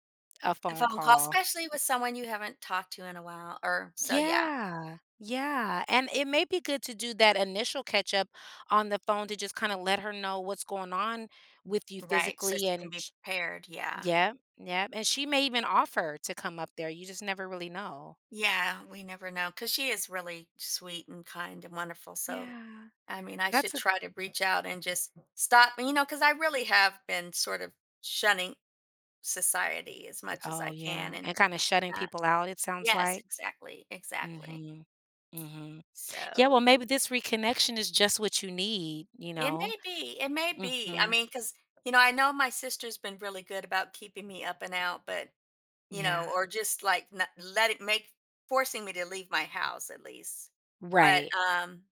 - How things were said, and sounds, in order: other background noise; tapping
- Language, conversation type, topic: English, advice, How do I reconnect with a friend I lost touch with after moving without feeling awkward?
- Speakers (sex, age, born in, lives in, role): female, 45-49, United States, United States, advisor; female, 60-64, France, United States, user